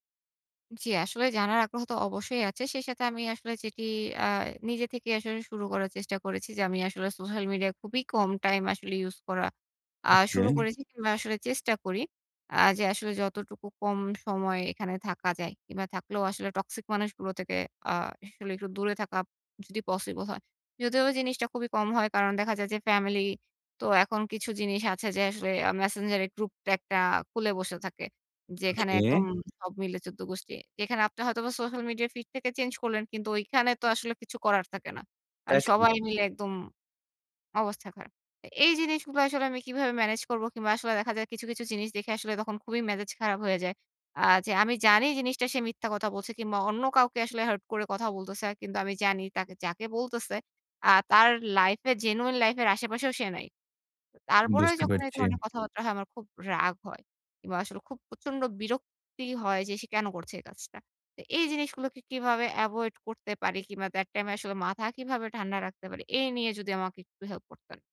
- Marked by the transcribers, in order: "একটা" said as "টেক্টা"; tapping; in English: "genuine life"; in English: "that time"
- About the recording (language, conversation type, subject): Bengali, advice, সামাজিক মাধ্যমে নিখুঁত জীবন দেখানোর ক্রমবর্ধমান চাপ